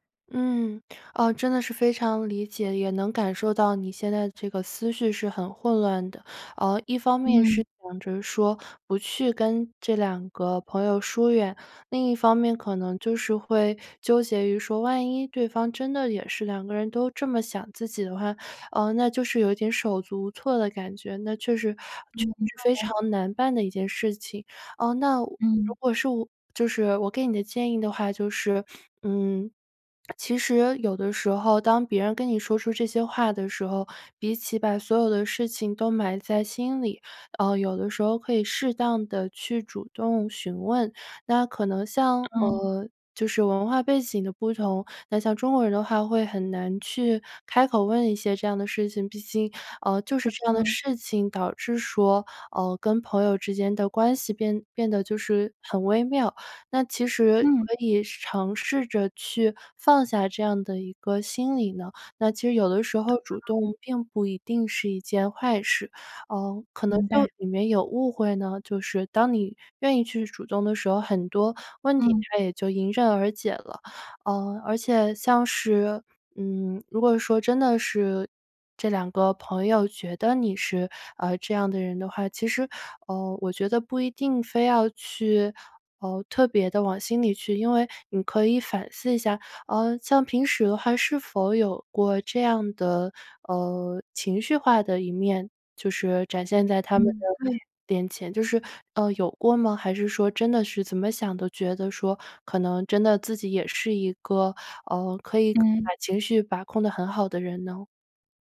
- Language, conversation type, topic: Chinese, advice, 我发现好友在背后说我坏话时，该怎么应对？
- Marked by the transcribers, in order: unintelligible speech; inhale; swallow; other background noise; other noise; unintelligible speech